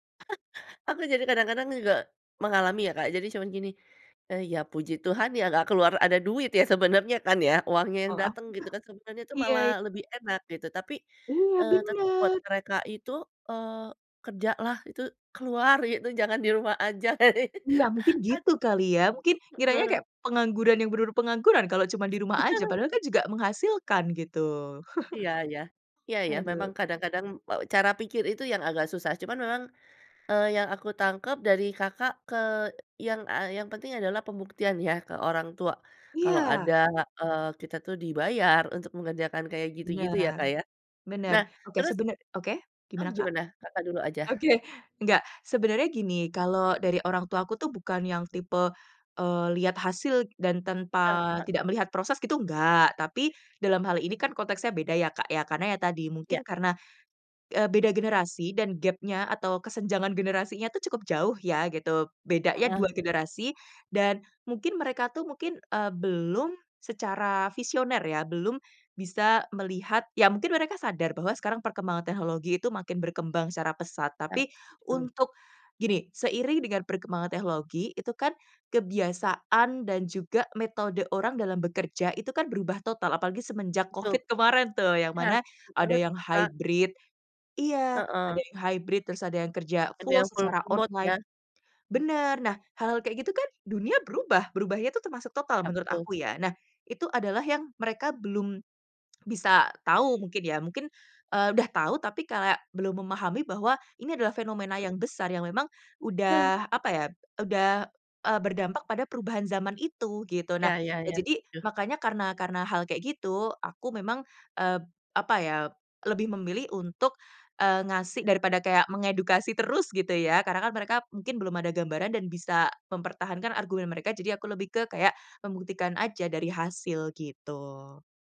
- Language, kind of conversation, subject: Indonesian, podcast, Bagaimana cara menyeimbangkan ekspektasi sosial dengan tujuan pribadi?
- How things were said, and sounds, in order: chuckle; laugh; other background noise; laugh; chuckle; laughing while speaking: "kemarin"; in English: "hybrid"; in English: "hybrid"; in English: "full"; in English: "online"; in English: "full remote"